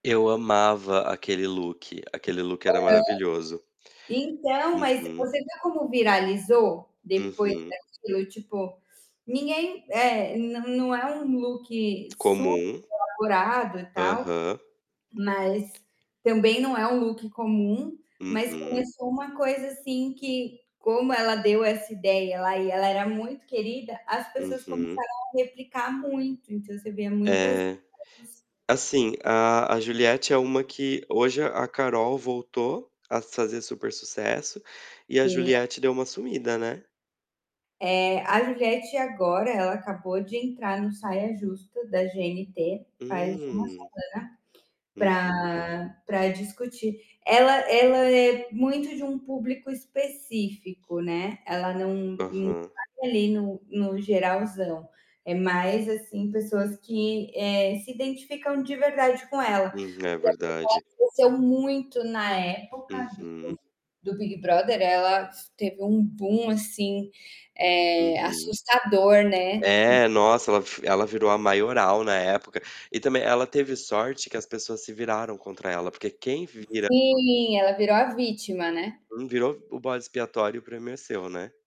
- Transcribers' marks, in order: in English: "look"; distorted speech; in English: "look"; tapping; in English: "look"; in English: "look"; other background noise; unintelligible speech; unintelligible speech
- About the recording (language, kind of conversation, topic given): Portuguese, unstructured, Qual é o impacto dos programas de realidade na cultura popular?